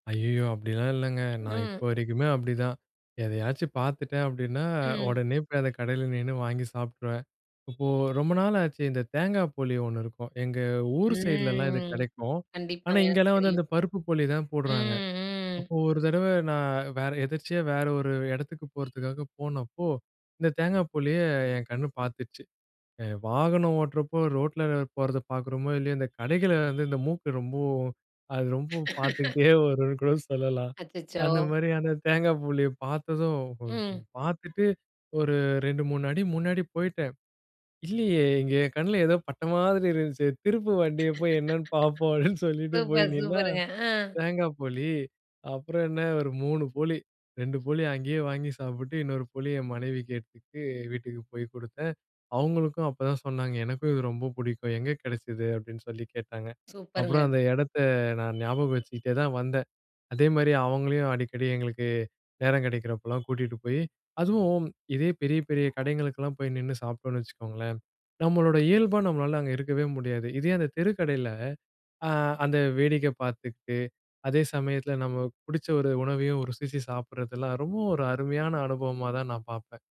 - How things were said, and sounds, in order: horn; drawn out: "ம்"; other background noise; laughing while speaking: "அது ரொம்ப பார்த்துக்கிட்டே வரும்னு கூட சொல்லலாம். அந்த மாதிரியான தேங்கா போளிய பாத்ததும்"; laugh; other noise; laughing while speaking: "இல்லையே இங்க என் கண்ணுல ஏதோ … சொல்லிட்டு போய் நின்னா"; laugh
- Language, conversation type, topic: Tamil, podcast, ஒரு தெருவோர உணவுக் கடை அருகே சில நிமிடங்கள் நின்றபோது உங்களுக்குப் பிடித்ததாக இருந்த அனுபவத்தைப் பகிர முடியுமா?